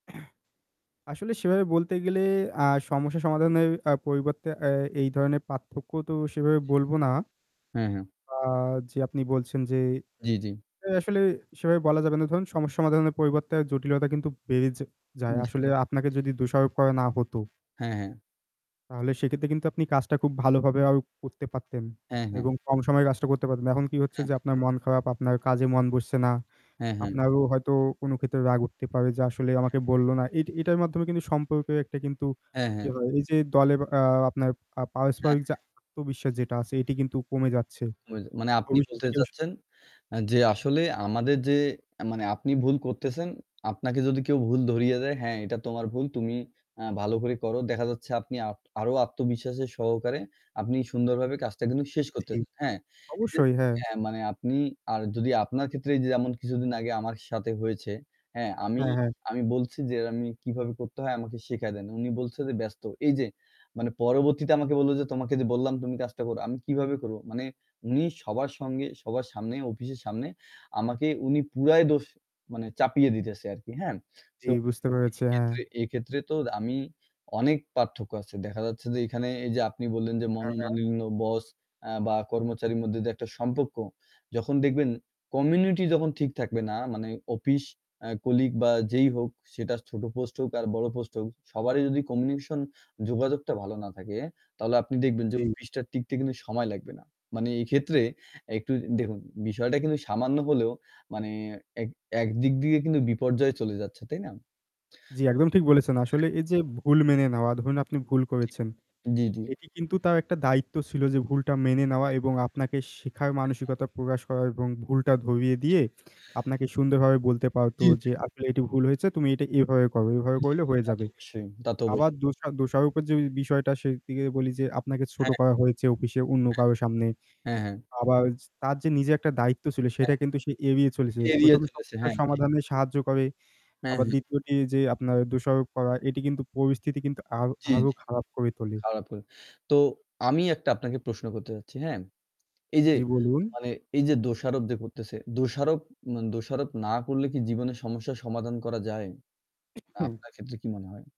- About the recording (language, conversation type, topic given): Bengali, unstructured, কাজে ভুল হলে দোষারোপ করা হলে আপনার কেমন লাগে?
- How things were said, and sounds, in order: static; throat clearing; tapping; distorted speech; unintelligible speech; unintelligible speech; in English: "কমিউনিটি"; "অফিস" said as "অপিস"; in English: "কমিউনিকেশন"; "অফিস" said as "অপিস"; unintelligible speech; "অফিসে" said as "অপিসে"; unintelligible speech; sneeze